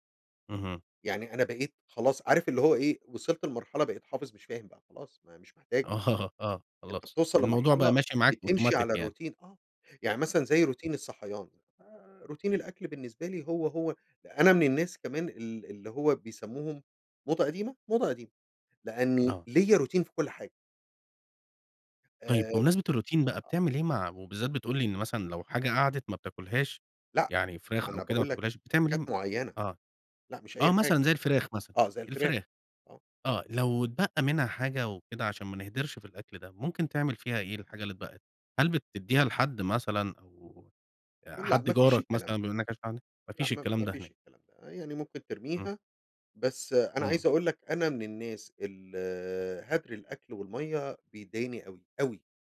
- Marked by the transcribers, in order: laughing while speaking: "آه"; in English: "أوتوماتيك"; unintelligible speech
- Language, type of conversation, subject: Arabic, podcast, إزاي بتخطط لوجبات الأسبوع؟